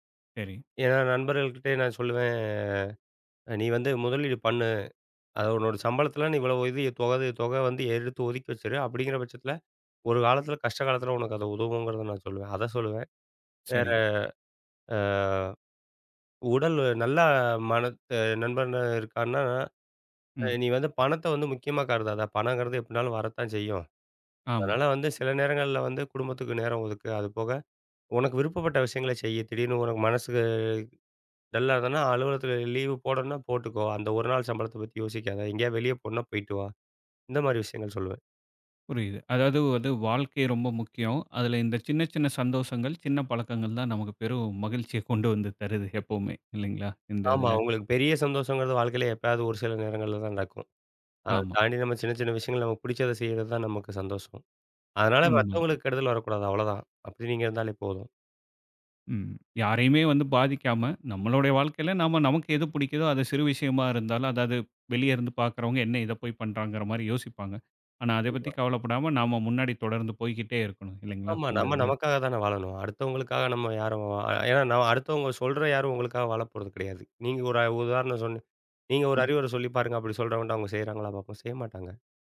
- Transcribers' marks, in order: drawn out: "சொல்லுவேன்"; drawn out: "மனசு"; in English: "டல்லா"; "வந்து" said as "வது"; laughing while speaking: "கொண்டு வந்து தருது எப்பவுமே"
- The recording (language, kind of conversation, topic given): Tamil, podcast, சிறு பழக்கங்கள் எப்படி பெரிய முன்னேற்றத்தைத் தருகின்றன?